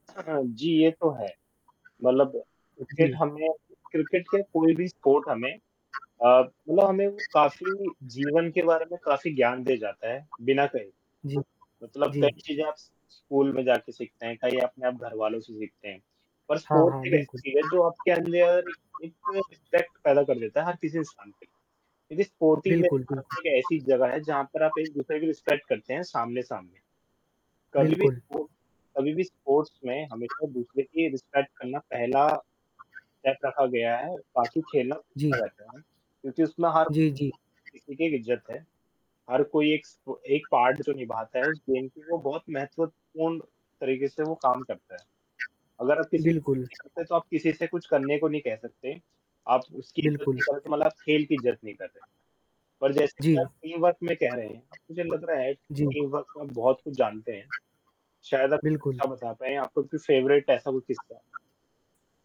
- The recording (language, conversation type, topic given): Hindi, unstructured, खेलों का हमारे जीवन में क्या महत्व है?
- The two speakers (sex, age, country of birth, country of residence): male, 20-24, India, India; male, 25-29, India, India
- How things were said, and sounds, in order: static; distorted speech; tapping; in English: "स्पोर्ट"; other background noise; in English: "स्पोर्ट्स"; in English: "रिस्पेक्ट"; in English: "स्पोर्टिंग"; in English: "गेम"; in English: "स्पोर्ट्स"; in English: "रिस्पेक्ट"; in English: "स्टेप"; in English: "पार्ट"; in English: "टीमवर्क"; in English: "टीमवर्क"; in English: "फेवरेट"